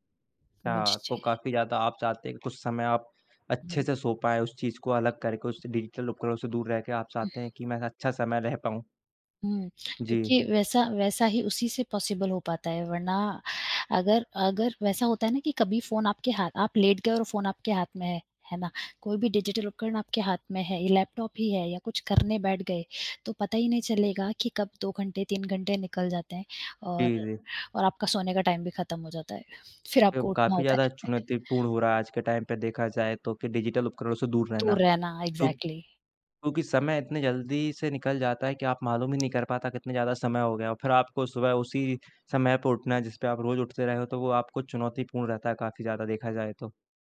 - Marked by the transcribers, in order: other background noise; tapping; in English: "डिजिटल"; lip smack; in English: "पॉसिबल"; in English: "डिजिटल"; in English: "टाइम"; in English: "टाइम"; in English: "डिजिटल"; in English: "एक्जैक्टली"
- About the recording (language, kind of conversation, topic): Hindi, unstructured, क्या आप अपने दिन की शुरुआत बिना किसी डिजिटल उपकरण के कर सकते हैं?
- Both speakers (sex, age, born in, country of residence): female, 30-34, India, India; male, 20-24, India, India